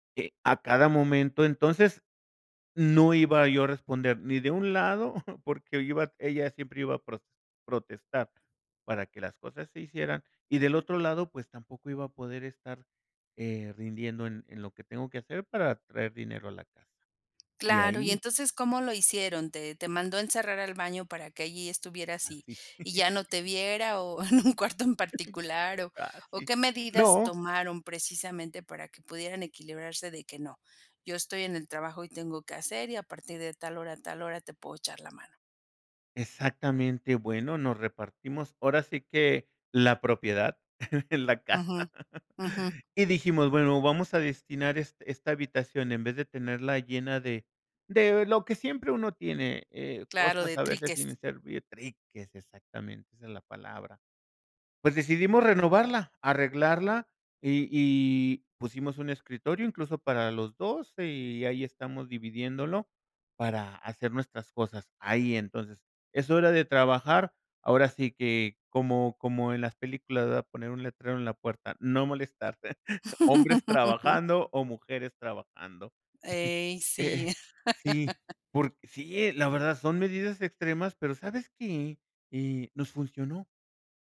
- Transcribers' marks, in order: chuckle; chuckle; laughing while speaking: "en un cuarto"; chuckle; laughing while speaking: "en la casa"; chuckle; chuckle; chuckle
- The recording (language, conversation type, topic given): Spanish, podcast, ¿Cómo equilibras el trabajo y la vida familiar sin volverte loco?